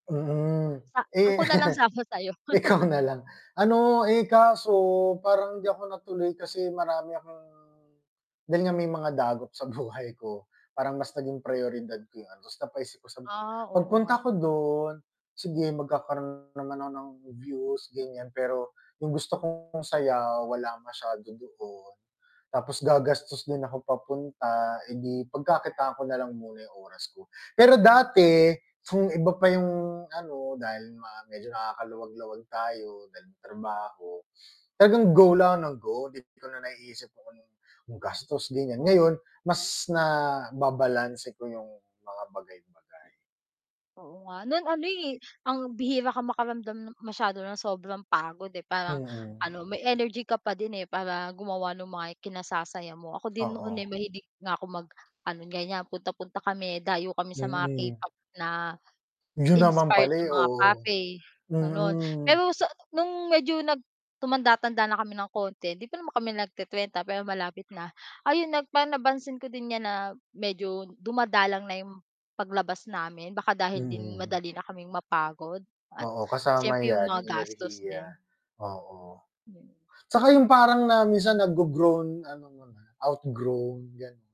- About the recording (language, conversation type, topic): Filipino, unstructured, Paano ka nagpapahinga kapag pagod ka na?
- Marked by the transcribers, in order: chuckle; laughing while speaking: "Ikaw na lang"; static; chuckle; tapping; distorted speech; sniff; other background noise